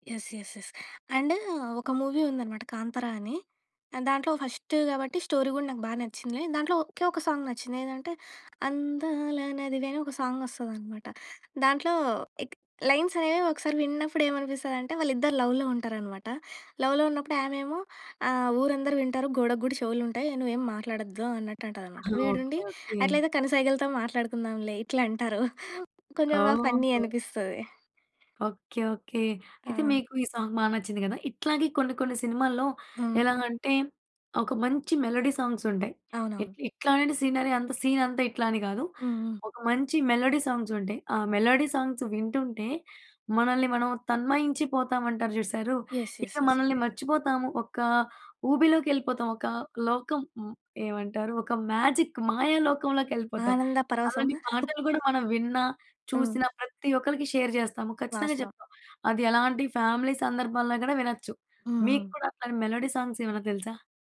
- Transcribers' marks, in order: in English: "యస్. యస్. యస్. అండ్"; in English: "మూవీ"; in English: "ఫస్ట్"; in English: "స్టోరీ"; in English: "సాంగ్"; singing: "అందాల నదివే"; in English: "లవ్‌లో"; in English: "లవ్‌లో"; tapping; other noise; in English: "ఫన్నీ"; other background noise; in English: "సాంగ్"; in English: "మెలోడీ"; in English: "సీనరీ"; in English: "మెలోడీ"; in English: "మెలోడీ సాంగ్స్"; in English: "యెస్. యెస్. యెస్"; joyful: "మ్యాజిక్, మాయా లోకంలోకెళ్ళిపోతాం"; in English: "మ్యాజిక్"; giggle; in English: "షేర్"; in English: "ఫ్యామిలీ"; in English: "మెలోడీ"
- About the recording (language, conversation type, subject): Telugu, podcast, మీరు కలిసి పంచుకునే పాటల జాబితాను ఎలా తయారుచేస్తారు?